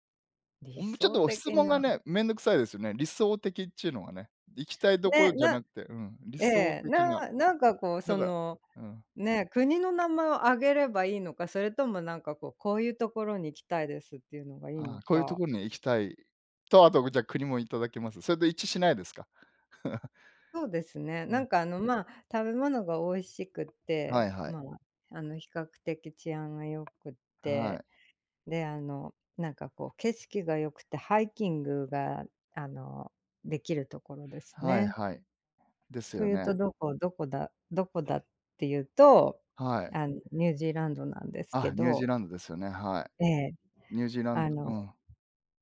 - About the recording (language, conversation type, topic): Japanese, unstructured, あなたの理想の旅行先はどこですか？
- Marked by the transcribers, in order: tapping; chuckle